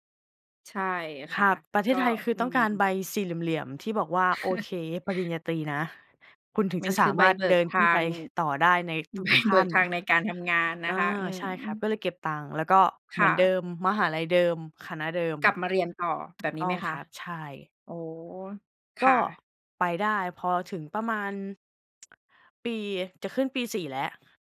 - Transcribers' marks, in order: chuckle; laughing while speaking: "ใบ"; tsk
- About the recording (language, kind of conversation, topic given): Thai, podcast, คุณเคยล้มเหลวครั้งหนึ่งแล้วลุกขึ้นมาได้อย่างไร?